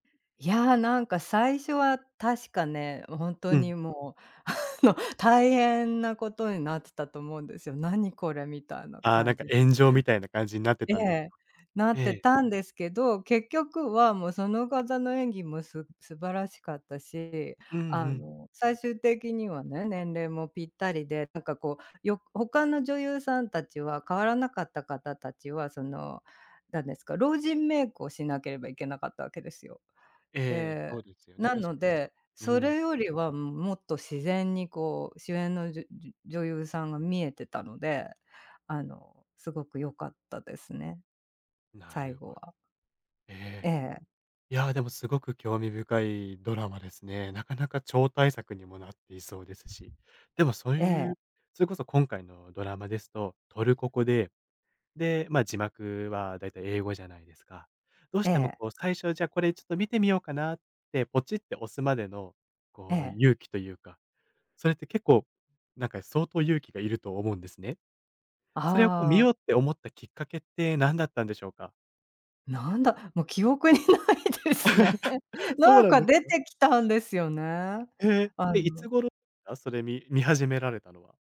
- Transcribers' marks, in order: laughing while speaking: "あの"; other background noise; laughing while speaking: "記憶にないですね"; chuckle
- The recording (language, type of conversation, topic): Japanese, podcast, 最近いちばんハマっているドラマは何ですか？